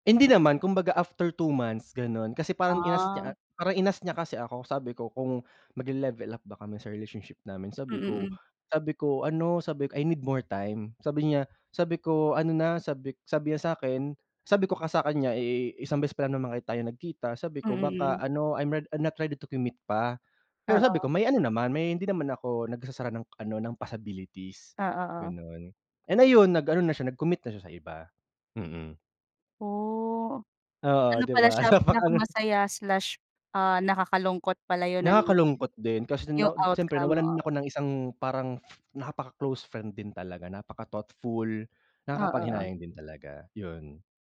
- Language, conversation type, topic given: Filipino, unstructured, Ano ang pinakamasayang sandaling naaalala mo?
- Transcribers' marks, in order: in English: "I need more time"; in English: "I'm rea I'm not ready to commit"; laughing while speaking: "Napakalung"